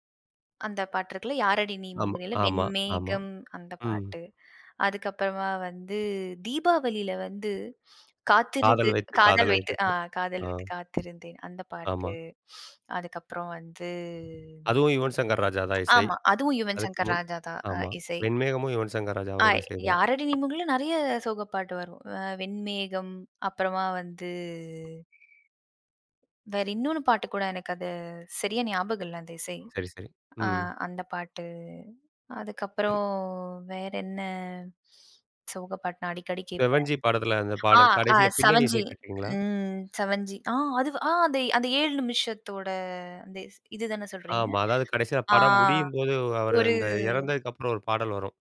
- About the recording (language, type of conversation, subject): Tamil, podcast, பாடல் பட்டியல் மூலம் ஒரு நினைவைப் பகிர்ந்துகொண்ட உங்கள் அனுபவத்தைச் சொல்ல முடியுமா?
- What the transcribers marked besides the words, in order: singing: "வெண்மேகம்"; sniff; sniff; drawn out: "வந்து"; other noise; other background noise; drawn out: "அதுக்கப்பறம்"; sniff